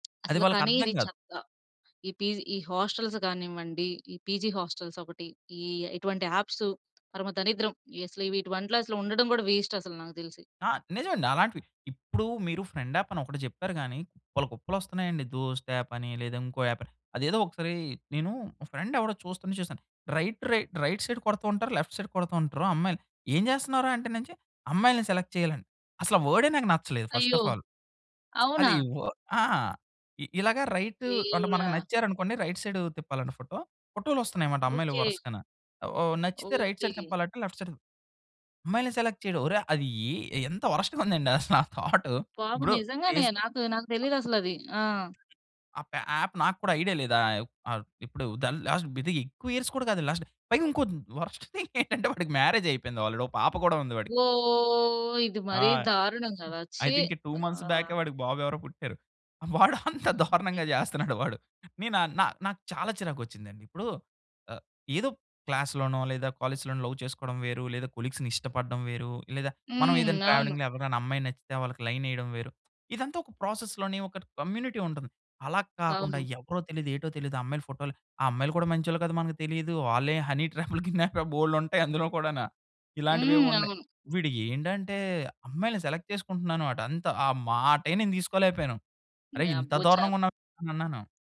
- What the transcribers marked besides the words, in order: tapping; in English: "పీజీ"; in English: "హాస్టల్స్"; in English: "పీజీ హాస్టల్స్"; in English: "వేస్ట్"; in English: "ఫ్రెండ్"; in English: "యాప్"; in English: "ఫ్రెండ్"; in English: "రైట్, రైట్, రైట్ సైడ్"; in English: "లెఫ్ట్ సైడ్"; in English: "సెలెక్ట్"; in English: "ఫస్ట్ ఆఫ్ ఆల్"; lip smack; in English: "రైట్"; in English: "రైట్ సైడ్"; in English: "రైట్ సైడ్"; in English: "లెఫ్ట్ సైడ్"; in English: "సెలెక్ట్"; in English: "వర్స్ట్‌గా"; chuckle; in English: "ఫేస్‌బుక్"; other noise; in English: "యాప్"; in English: "యాప్"; in English: "లాస్ట్"; "ఇది" said as "బిది"; in English: "ఇయర్స్"; in English: "లాస్ట్"; in English: "వర్స్ట్ థింగ్"; chuckle; in English: "మ్యారేజ్"; in English: "ఆల్రెడీ"; drawn out: "ఓ"; in English: "ఐ థింక్ టూ మంత్స్"; laughing while speaking: "వాడు అంత దారుణంగా జేస్తన్నాడు వాడు"; in English: "క్లాస్"; in English: "లవ్"; in English: "కొలీగ్స్‌ని"; in English: "ట్రావెలింగ్‌లో"; in English: "లైన్"; in English: "ప్రాసెస్"; in English: "కమ్యూనిటీ"; in English: "హనీ"; laughing while speaking: "ట్రాప్‌లు"; in English: "కిడ్నాప్"; in English: "సెలెక్ట్"
- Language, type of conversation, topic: Telugu, podcast, ఆన్‌లైన్‌లో ఏర్పడిన పరిచయం నిజమైన స్నేహంగా ఎలా మారుతుంది?